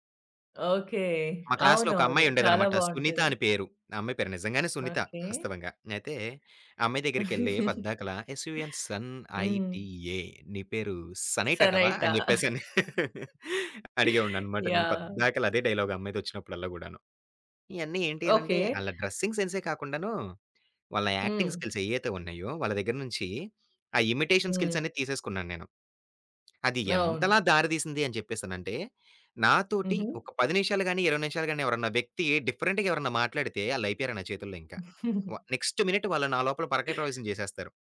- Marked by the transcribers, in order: in English: "క్లాస్‌లో"; chuckle; laugh; in English: "డైలాగ్"; in English: "డ్రెస్సింగ్ సెన్సే"; in English: "యాక్టింగ్ స్కిల్స్"; in English: "ఇమిటేషన్ స్కిల్స్"; in English: "డిఫరెంట్‌గా"; in English: "నెక్స్ట్ మినిట్"; chuckle
- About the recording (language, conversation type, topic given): Telugu, podcast, మీరు సినిమా హీరోల స్టైల్‌ను అనుసరిస్తున్నారా?